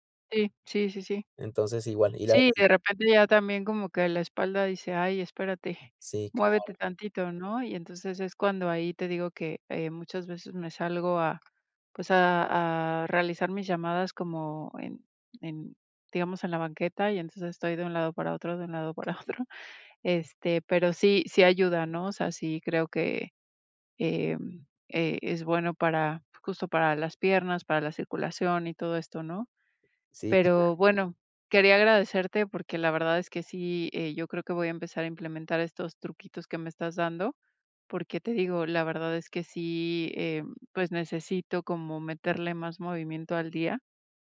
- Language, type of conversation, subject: Spanish, advice, Rutinas de movilidad diaria
- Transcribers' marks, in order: other background noise; laughing while speaking: "otro"